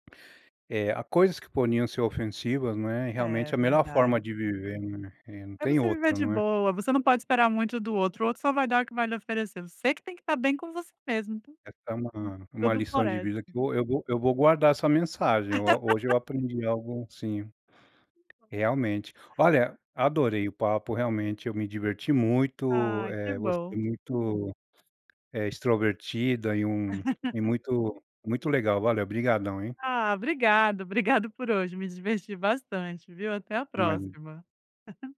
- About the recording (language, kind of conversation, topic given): Portuguese, podcast, Como você lida com piadas ou estereótipos sobre a sua cultura?
- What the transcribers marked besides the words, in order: laugh; unintelligible speech; tapping; laugh; chuckle